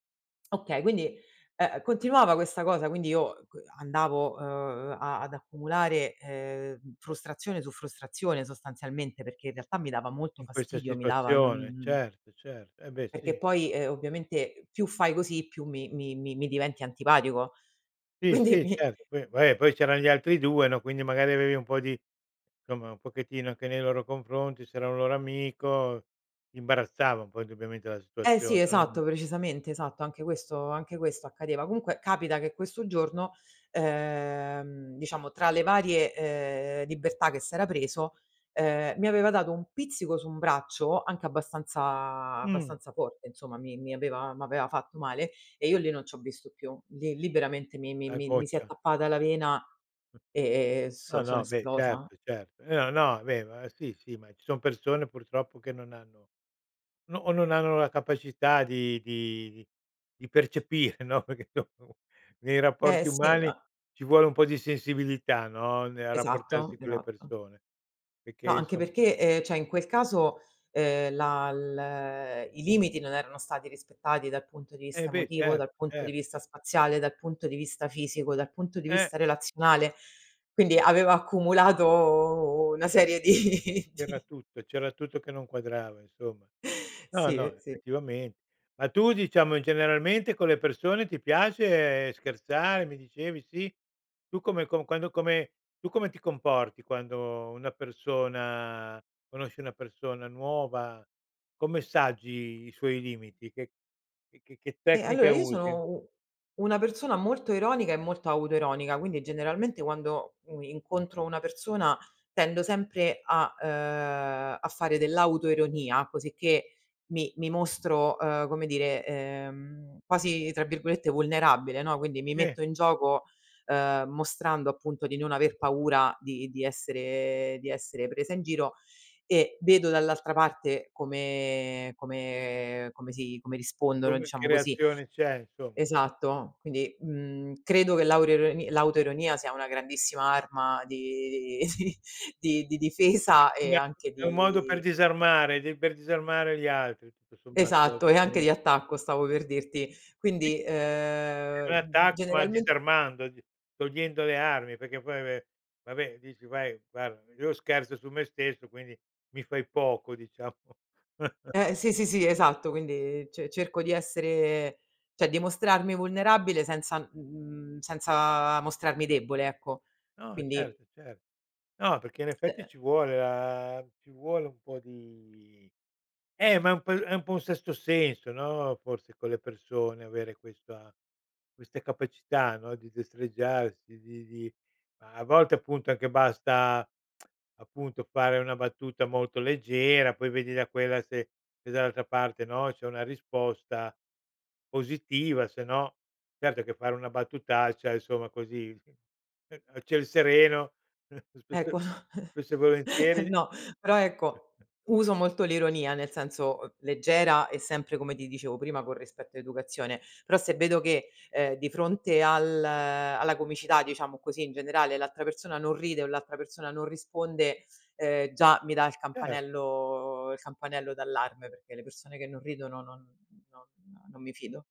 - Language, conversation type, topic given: Italian, podcast, Come gestisci chi non rispetta i tuoi limiti?
- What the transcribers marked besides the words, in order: laughing while speaking: "quindi mi"; other background noise; laughing while speaking: "no, perché"; unintelligible speech; laughing while speaking: "di di"; scoff; inhale; chuckle; laughing while speaking: "di"; unintelligible speech; unintelligible speech; unintelligible speech; chuckle; "cioè" said as "ceh"; tsk; tsk; laughing while speaking: "Equa"; chuckle; chuckle